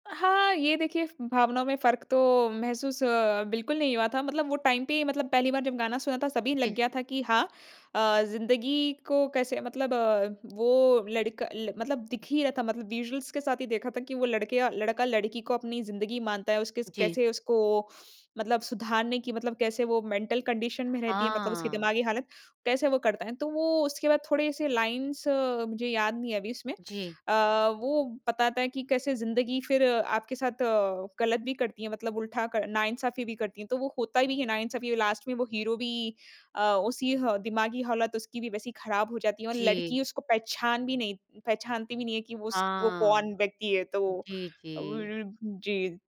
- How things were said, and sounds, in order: in English: "टाइम"; in English: "विजुअल्स"; in English: "मेंटल कंडीशन"; in English: "लाइन्स"; in English: "लास्ट"
- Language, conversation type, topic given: Hindi, podcast, आपको कौन-सा गाना बार-बार सुनने का मन करता है और क्यों?